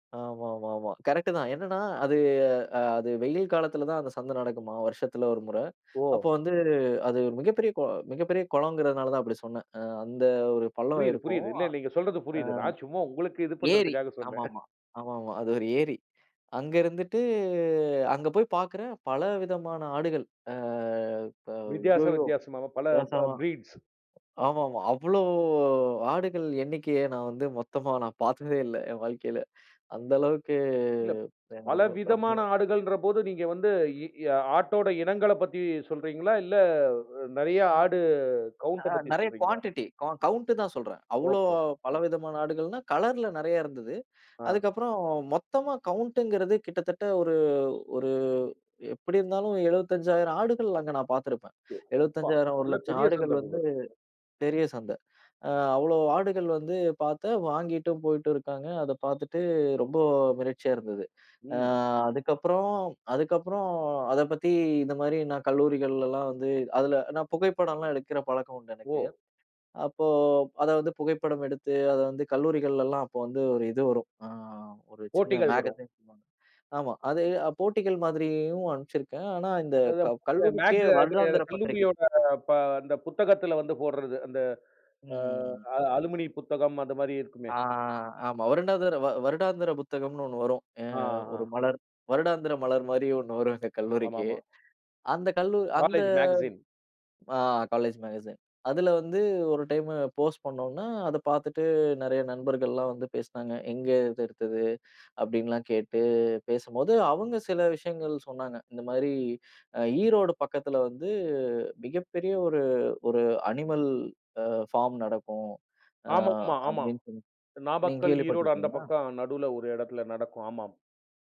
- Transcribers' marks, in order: chuckle; drawn out: "இருந்துட்டு"; drawn out: "அ"; in English: "பிரீட்ஸ்"; laughing while speaking: "அவ்ளோ ஆடுகள் எண்ணிக்கைய நான் வந்து … வாழ்க்கையில அந்த அளவுக்கு"; unintelligible speech; in English: "கவுன்ட்ட"; in English: "கூவான்டிடி க கவுன்ட"; in English: "கவுன்ட்ங்கறது"; "எப்பா!" said as "ஒப்பா!"; unintelligible speech; drawn out: "அ"; in English: "மேகஸின்"; unintelligible speech; in English: "அலுமினி"; drawn out: "ம்"; drawn out: "ஆ"; in English: "காலேஜ் மேகஸின்"; in English: "காலேஜ் மேகஸின்"; in English: "டைம் போஸ்ட்"; in English: "அனிமல் ஃபார்ம்"
- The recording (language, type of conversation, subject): Tamil, podcast, உங்களுக்கு மனம் கவர்ந்த உள்ளூர் சந்தை எது, அதைப் பற்றி சொல்ல முடியுமா?